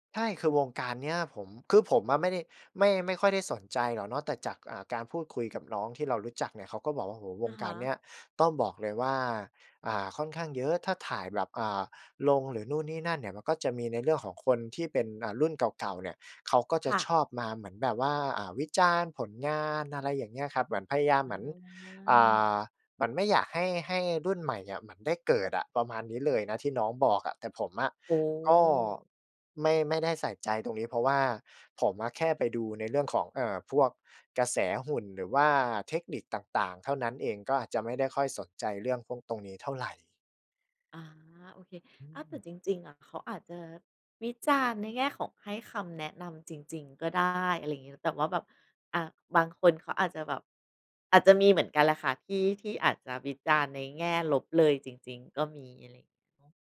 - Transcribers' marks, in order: none
- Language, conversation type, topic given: Thai, podcast, อะไรคือความสุขเล็กๆ ที่คุณได้จากการเล่นหรือการสร้างสรรค์ผลงานของคุณ?